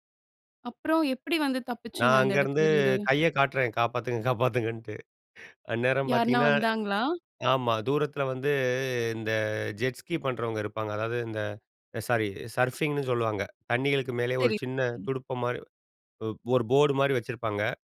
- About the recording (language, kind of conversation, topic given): Tamil, podcast, கடலோரத்தில் சாகசம் செய்யும் போது என்னென்னவற்றை கவனிக்க வேண்டும்?
- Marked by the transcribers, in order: laughing while speaking: "காப்பாத்துங்க, காப்பாத்துங்கன்ட்டு"; in English: "ஜெட் ஸ்கி"; in English: "சர்ஃபிங்னு"